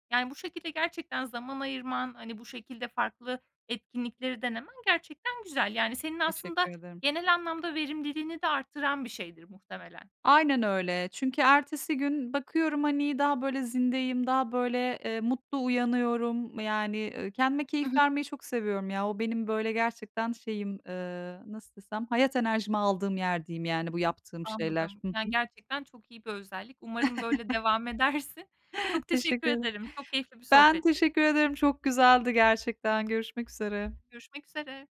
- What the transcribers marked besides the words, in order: other background noise; chuckle; tapping; laughing while speaking: "edersin"
- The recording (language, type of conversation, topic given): Turkish, podcast, Akşamları kendine nasıl vakit ayırıyorsun?